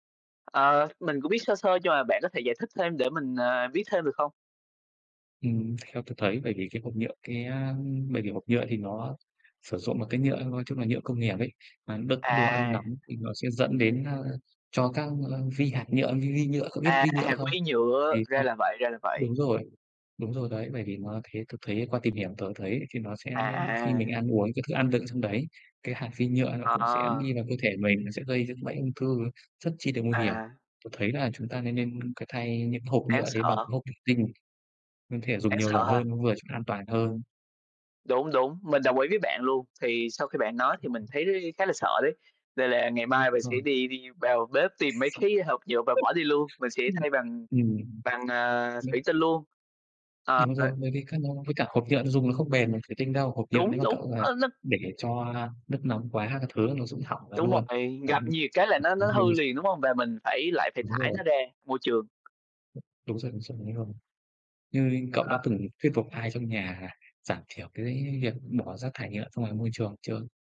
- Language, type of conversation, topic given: Vietnamese, unstructured, Làm thế nào để giảm rác thải nhựa trong nhà bạn?
- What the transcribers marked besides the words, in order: tapping; other background noise; unintelligible speech; other noise; unintelligible speech